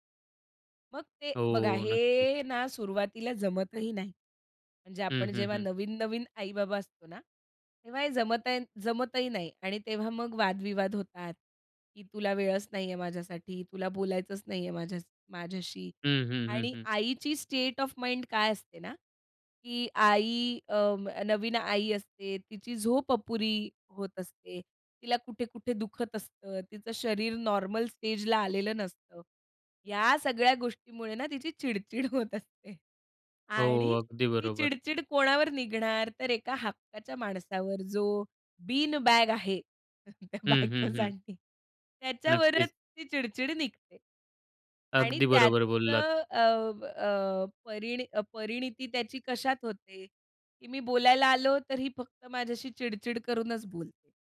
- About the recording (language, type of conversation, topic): Marathi, podcast, साथीदाराशी संवाद सुधारण्यासाठी कोणते सोपे उपाय सुचवाल?
- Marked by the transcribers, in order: in English: "स्टेट ऑफ माइंड"; in English: "नॉर्मल स्टेजला"; laughing while speaking: "चिड-चिड होत असते"; in English: "बीन बॅग"; laughing while speaking: "त्या बायकोसाठी"; other background noise